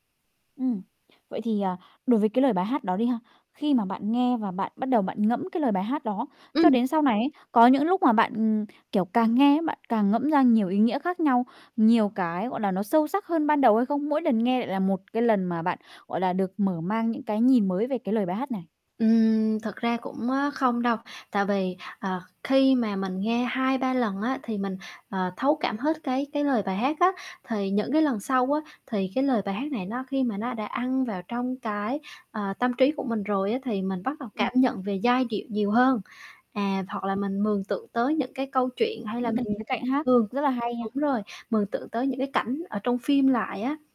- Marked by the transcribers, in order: other background noise; static; distorted speech; tapping
- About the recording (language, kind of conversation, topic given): Vietnamese, podcast, Bài hát bạn yêu thích nhất hiện giờ là bài nào?
- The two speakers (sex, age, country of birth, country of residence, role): female, 20-24, Vietnam, Vietnam, host; female, 25-29, Vietnam, Vietnam, guest